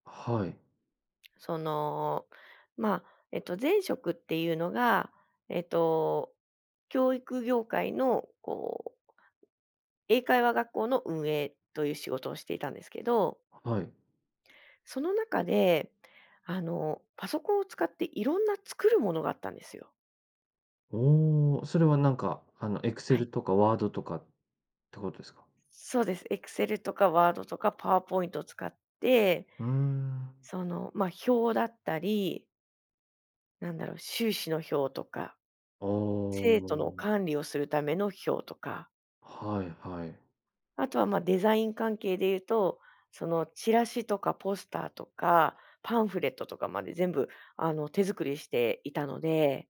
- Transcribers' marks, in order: none
- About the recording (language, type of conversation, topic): Japanese, podcast, スキルを他の業界でどのように活かせますか？